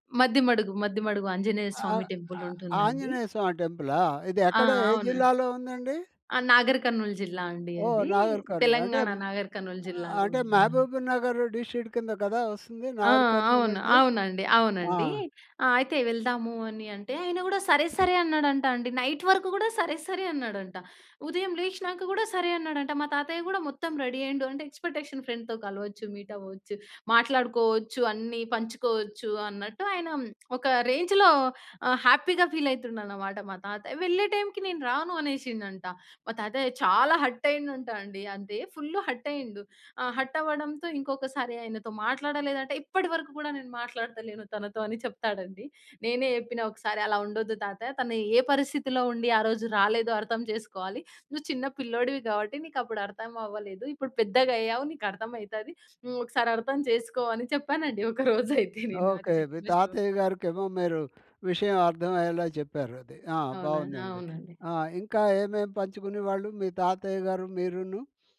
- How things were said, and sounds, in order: "కర్నూల్" said as "కన్నూల్"; other background noise; in English: "నైట్"; in English: "రెడీ"; in English: "ఫ్రెండ్‌తో"; lip smack; in English: "హ్యాపీగా"; laughing while speaking: "ఒక రోజయితే నేను"; tapping
- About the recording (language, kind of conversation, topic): Telugu, podcast, చెప్పిన మాటకు నిలబడటం మీకు ముఖ్యమా?